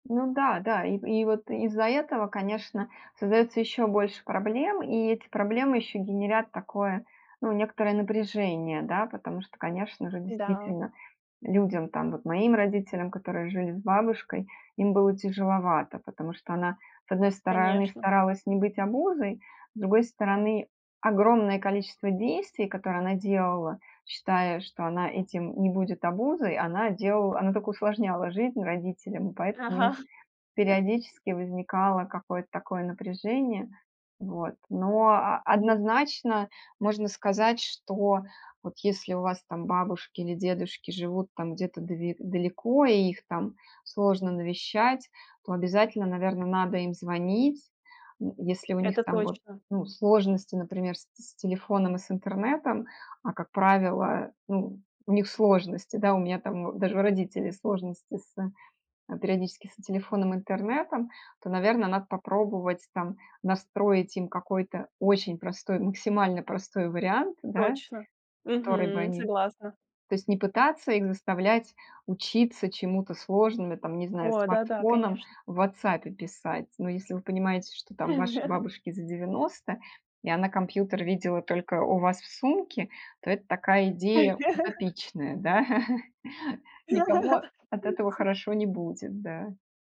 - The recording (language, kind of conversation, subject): Russian, podcast, Как вы поддерживаете связь с бабушками и дедушками?
- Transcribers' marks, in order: laughing while speaking: "Ага"; other background noise; chuckle; chuckle; chuckle